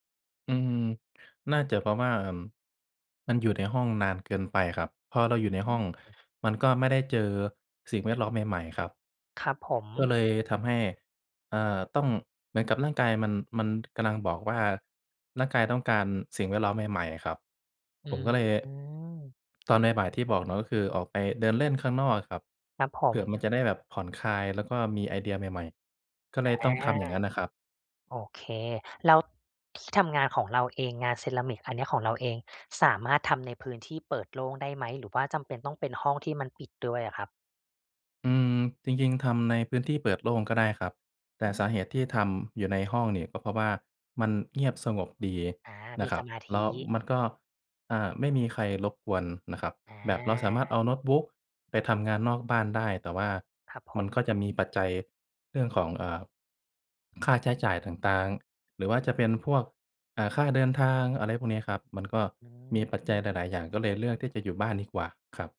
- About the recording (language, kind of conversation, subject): Thai, advice, ทำอย่างไรให้ทำงานสร้างสรรค์ได้ทุกวันโดยไม่เลิกกลางคัน?
- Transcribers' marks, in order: none